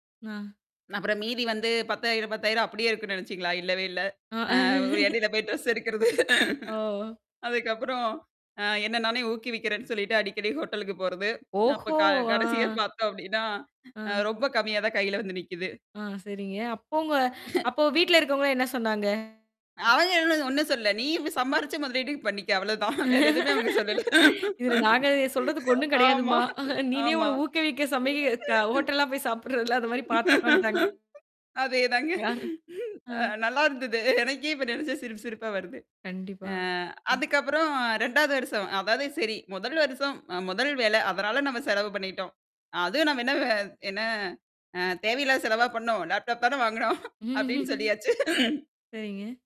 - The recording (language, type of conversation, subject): Tamil, podcast, சுய தொழில் தொடங்கலாமா, இல்லையா வேலையைத் தொடரலாமா என்ற முடிவை நீங்கள் எப்படி எடுத்தீர்கள்?
- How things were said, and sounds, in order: laughing while speaking: "ஆ"; laugh; laughing while speaking: "அ இடயில போய் டிரெஸ் எடுக்கறது. அதுக்கப்புறம்"; laugh; other background noise; laughing while speaking: "இதில நாங்க சொல்றதுக்கு ஒண்ணும் கிடையாதும்மா … மாரி பார்த்துக்கோ இன்டாங்கலா"; laughing while speaking: "பண்ணிக்க அவ்வளதான். வேற எதுவுமே அவங்க … சிரிப்பு சிரிப்பா வருது"; laugh; distorted speech; laugh; in English: "லேப்டாப்"; laughing while speaking: "வாங்கினோம் அப்படின்னு சொல்லியாச்சு"; laugh